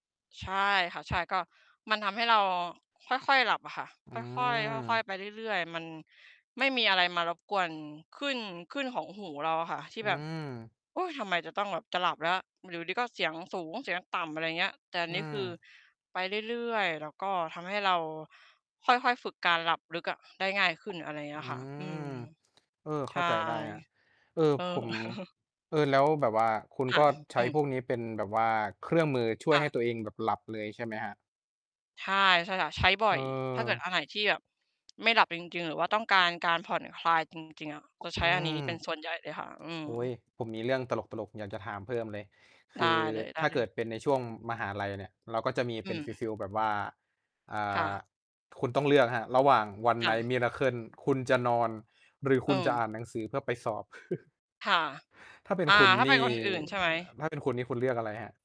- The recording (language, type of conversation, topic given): Thai, unstructured, คุณคิดว่าการนอนหลับส่งผลต่อชีวิตประจำวันของคุณอย่างไร?
- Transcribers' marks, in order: other background noise; distorted speech; tapping; chuckle; chuckle